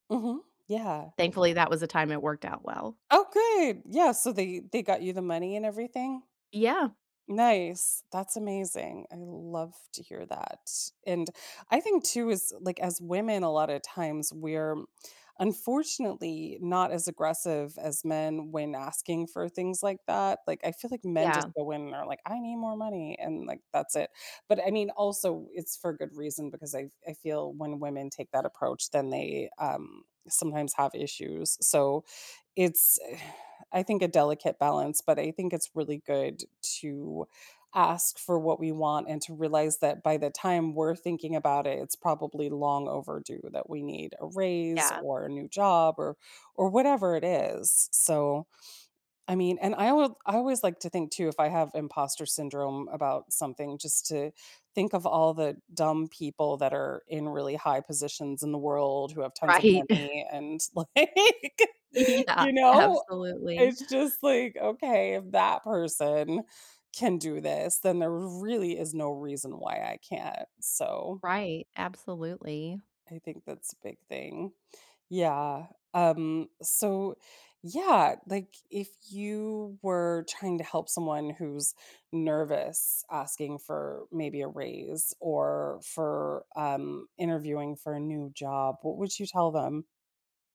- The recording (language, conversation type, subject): English, unstructured, How can I build confidence to ask for what I want?
- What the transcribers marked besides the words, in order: other background noise; sigh; laughing while speaking: "Right"; chuckle; laughing while speaking: "Yeah"; laughing while speaking: "like"